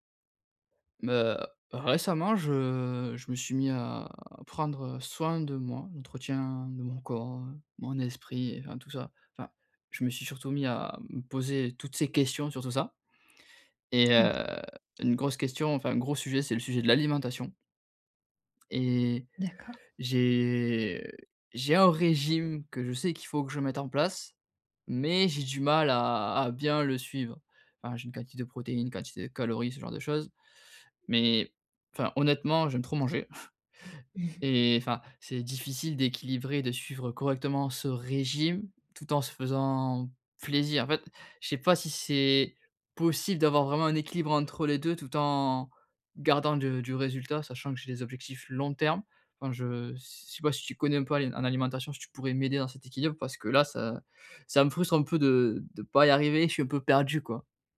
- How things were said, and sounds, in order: other background noise; chuckle; stressed: "plaisir"
- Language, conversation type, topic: French, advice, Comment équilibrer le plaisir immédiat et les résultats à long terme ?